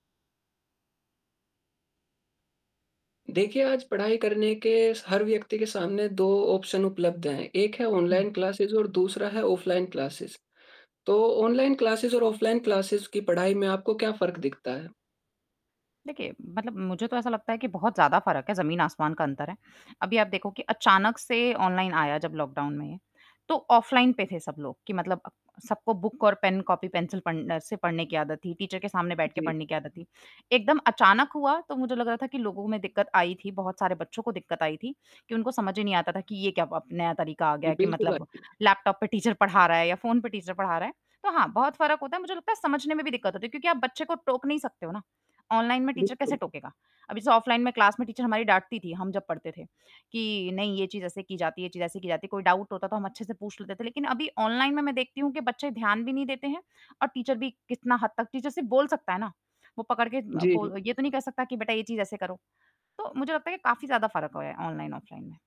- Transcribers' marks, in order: in English: "ऑप्शन"; in English: "क्लासेज़"; in English: "क्लासेस"; in English: "क्लासेस"; in English: "क्लासेस"; static; in English: "बुक"; in English: "टीचर"; in English: "टीचर"; in English: "टीचर"; distorted speech; in English: "टीचर"; in English: "क्लास"; in English: "टीचर"; in English: "डाउट"; in English: "टीचर"; in English: "टीचर"
- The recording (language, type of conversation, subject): Hindi, podcast, ऑनलाइन कक्षाओं और ऑफलाइन पढ़ाई में आपको क्या फर्क महसूस हुआ?